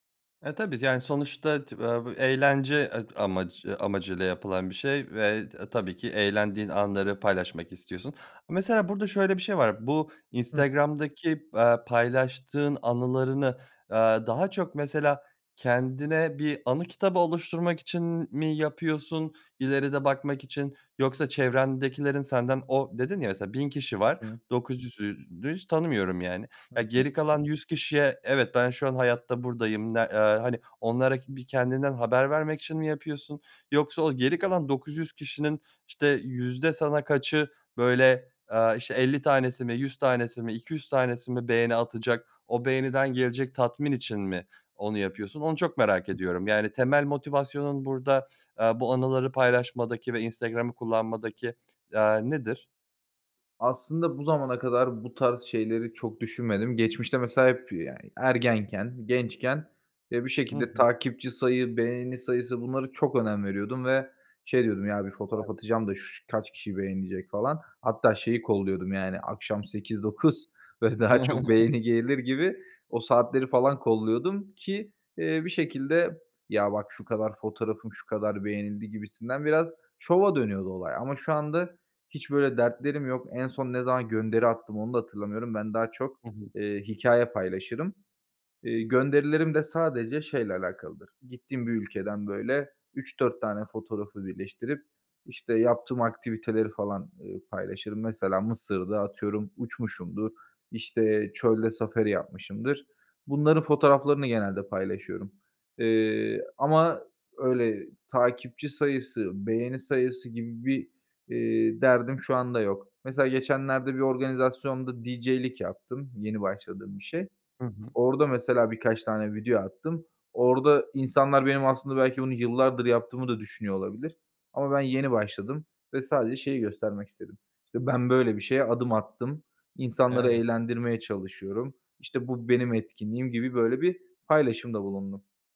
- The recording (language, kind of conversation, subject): Turkish, podcast, Sosyal medyada gösterdiğin imaj ile gerçekteki sen arasında fark var mı?
- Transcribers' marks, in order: unintelligible speech; chuckle